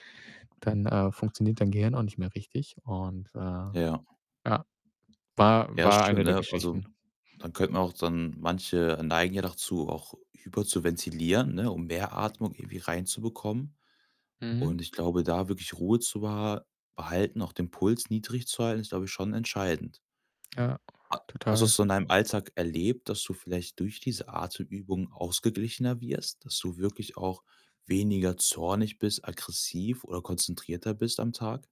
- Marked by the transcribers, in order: other background noise; distorted speech
- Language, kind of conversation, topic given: German, podcast, Welche kleinen Routinen stärken deine innere Widerstandskraft?